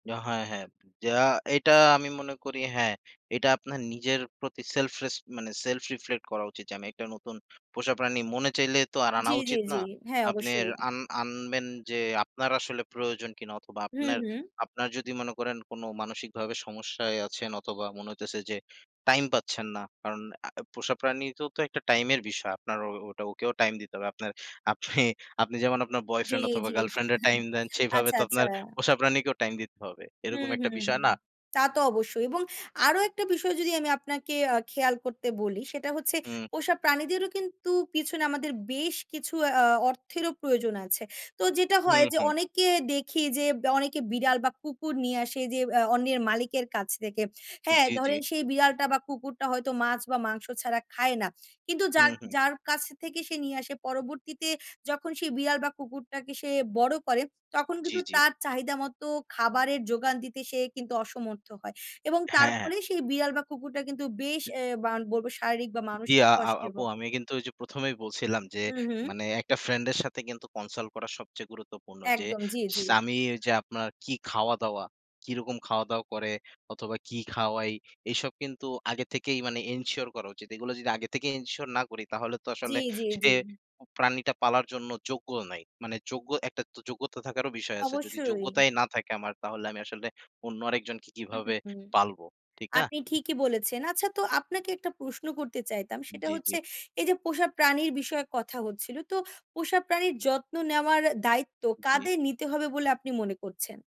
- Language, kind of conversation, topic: Bengali, unstructured, একটি নতুন পোষা প্রাণী বাড়িতে আনার আগে কী কী বিষয় বিবেচনা করা উচিত?
- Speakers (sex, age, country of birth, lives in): female, 20-24, Bangladesh, Bangladesh; male, 20-24, Bangladesh, Bangladesh
- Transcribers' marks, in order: laughing while speaking: "আপনি"; chuckle; other background noise; unintelligible speech; tapping